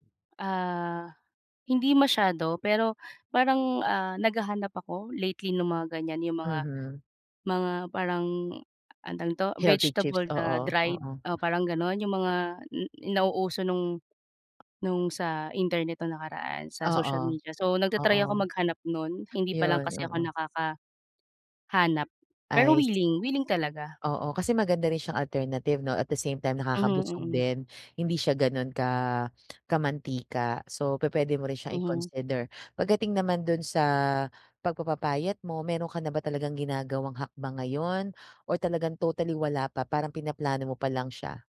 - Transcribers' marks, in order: other background noise; tapping
- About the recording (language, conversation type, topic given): Filipino, advice, Paano ko mapapanatili ang balanse sa kasiyahan at kalusugan sa pagkain?
- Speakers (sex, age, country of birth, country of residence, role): female, 35-39, Philippines, Philippines, user; female, 40-44, Philippines, Philippines, advisor